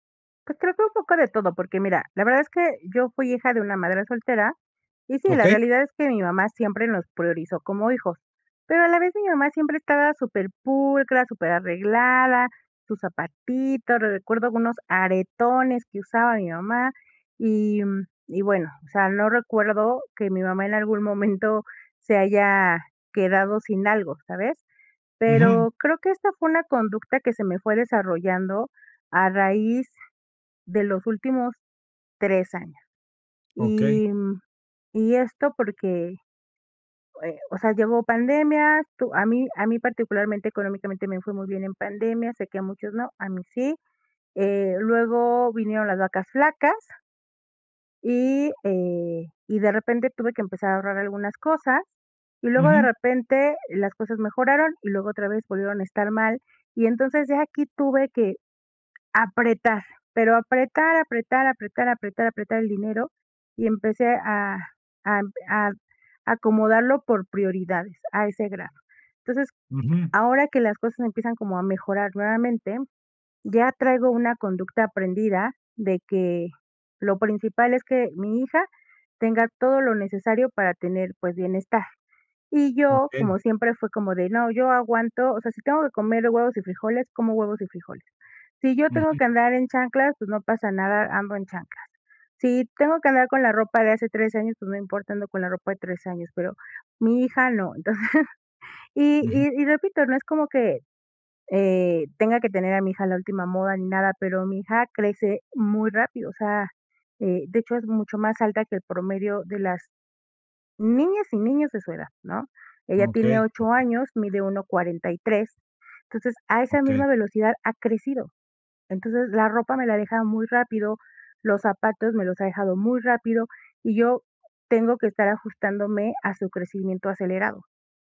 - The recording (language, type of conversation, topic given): Spanish, advice, ¿Cómo puedo priorizar mis propias necesidades si gasto para impresionar a los demás?
- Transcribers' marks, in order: laughing while speaking: "momento"; laughing while speaking: "Entonces"